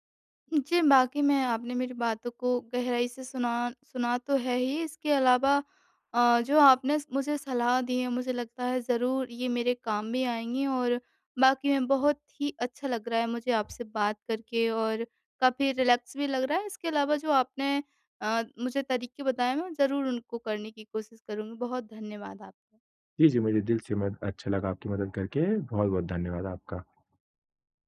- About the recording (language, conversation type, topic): Hindi, advice, तनाव कम करने के लिए रोज़मर्रा की खुद-देखभाल में कौन-से सरल तरीके अपनाए जा सकते हैं?
- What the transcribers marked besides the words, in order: tapping; in English: "रिलैक्स"; other background noise